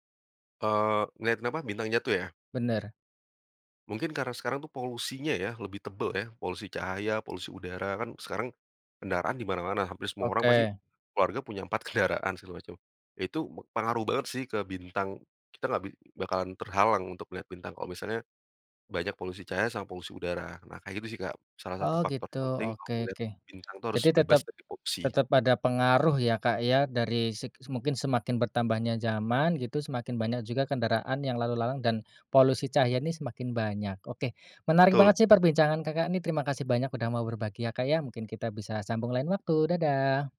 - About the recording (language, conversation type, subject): Indonesian, podcast, Apa yang menurutmu membuat pengalaman melihat langit malam penuh bintang terasa istimewa?
- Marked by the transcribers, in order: laughing while speaking: "empat kendaraan"